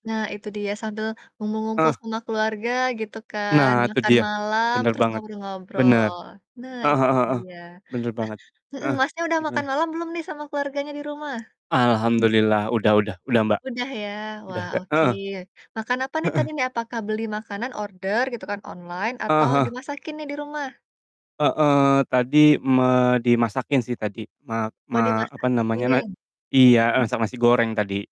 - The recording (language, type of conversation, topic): Indonesian, unstructured, Bagaimana cara meyakinkan keluarga agar mau makan lebih sehat?
- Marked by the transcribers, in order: laughing while speaking: "Heeh"